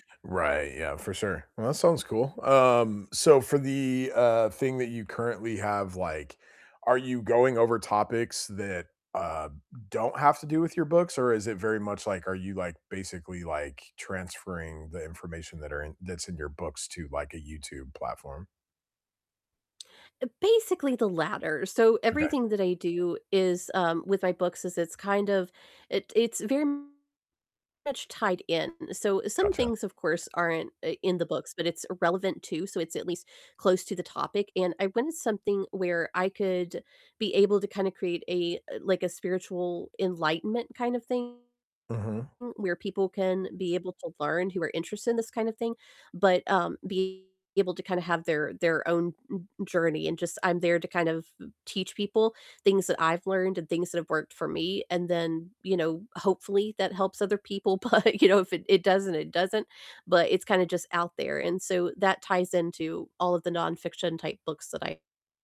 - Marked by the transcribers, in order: distorted speech; laughing while speaking: "but you know"
- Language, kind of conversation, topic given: English, unstructured, What do you enjoy most about your current job?